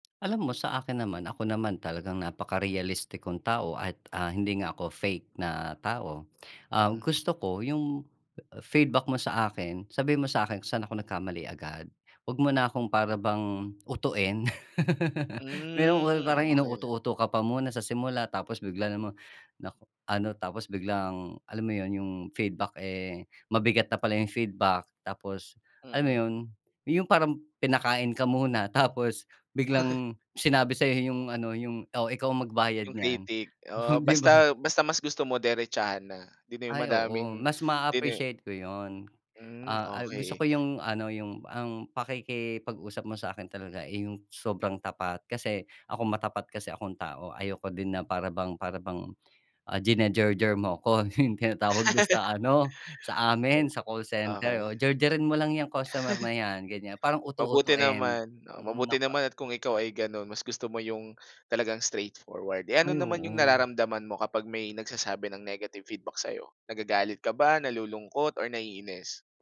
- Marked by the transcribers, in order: laugh; laughing while speaking: "oh 'di ba"; laughing while speaking: "mo ko yung tinatawag mo sa ano"; laugh; chuckle
- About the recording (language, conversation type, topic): Filipino, podcast, Paano mo tinatanggap ang mga kritisismong natatanggap mo tungkol sa gawa mo?